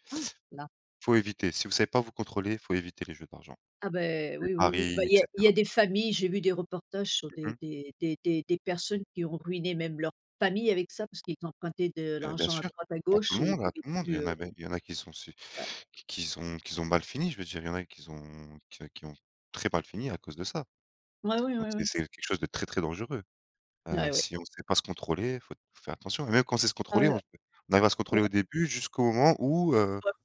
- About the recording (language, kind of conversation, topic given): French, unstructured, Quel conseil donneriez-vous pour éviter de s’endetter ?
- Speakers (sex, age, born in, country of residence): female, 65-69, France, United States; male, 30-34, France, France
- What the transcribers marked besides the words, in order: tapping